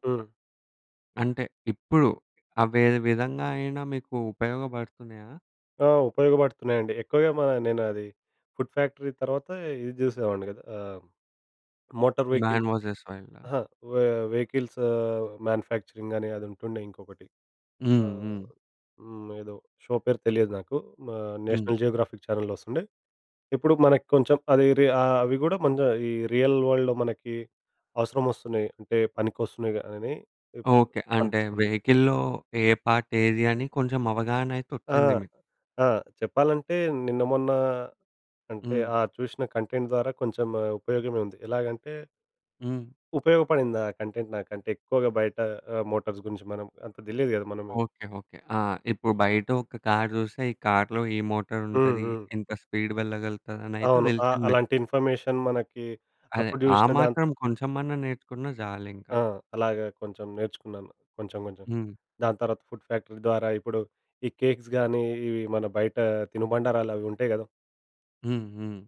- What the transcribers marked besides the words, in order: other background noise; in English: "ఫుడ్ ఫ్యాక్టరీ"; in English: "మోటార్ వెహికల్"; in English: "మ్యాన్ వర్సెస్"; in English: "వె వెహికల్స్"; in English: "మ్యాన్యుఫ్యాక్చరింగ్"; in English: "షో"; in English: "నేషనల్ జియోగ్రాఫిక్ ఛానెల్‌లో"; in English: "రియల్ వరల్డ్‌లో"; in English: "వెహికల్‌లో"; in English: "పార్ట్"; in English: "కంటెంట్"; in English: "కంటెంట్"; in English: "మోటార్స్"; in English: "స్పీడ్"; in English: "ఇన్ఫర్మేషన్"; in English: "ఫుడ్ ఫ్యాక్టరీ"; in English: "కేక్స్"
- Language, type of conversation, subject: Telugu, podcast, చిన్నప్పుడు మీరు చూసిన కార్టూన్లు మీ ఆలోచనలను ఎలా మార్చాయి?